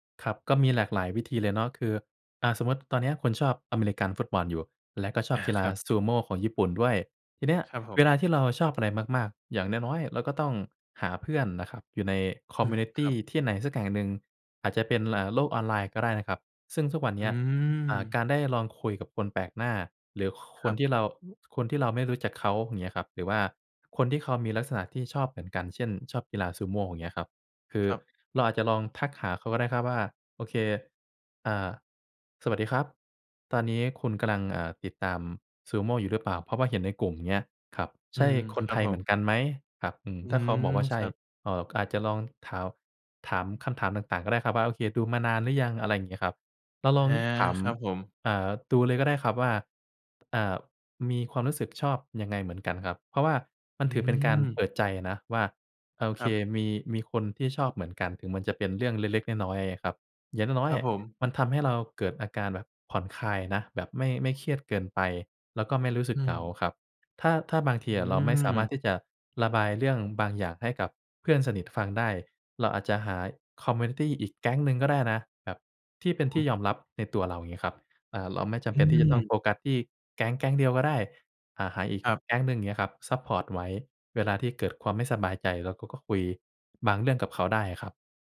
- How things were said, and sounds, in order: in English: "คอมมิวนิตี"; tapping; in English: "คอมมิวนิตี"
- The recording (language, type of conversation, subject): Thai, advice, คุณเคยซ่อนความชอบที่ไม่เหมือนคนอื่นเพื่อให้คนรอบตัวคุณยอมรับอย่างไร?